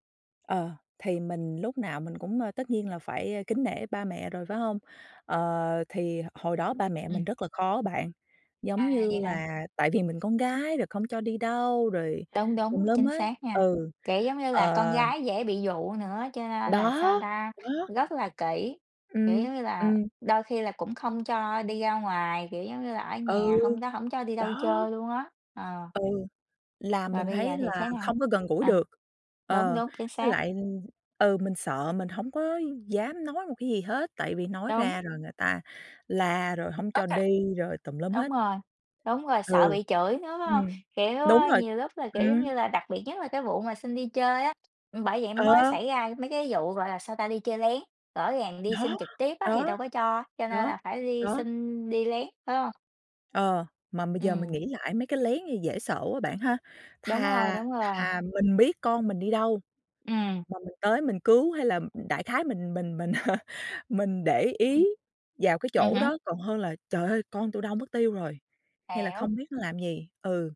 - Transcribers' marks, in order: tapping; other background noise; laugh
- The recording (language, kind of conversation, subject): Vietnamese, unstructured, Theo bạn, điều gì quan trọng nhất trong một mối quan hệ?